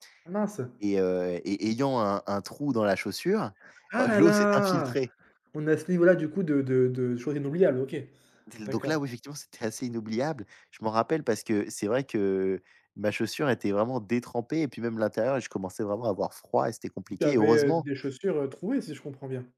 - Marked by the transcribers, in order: other background noise; laughing while speaking: "l'eau s'est infiltrée"
- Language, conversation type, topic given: French, unstructured, Qu’est-ce qui rend un voyage inoubliable selon toi ?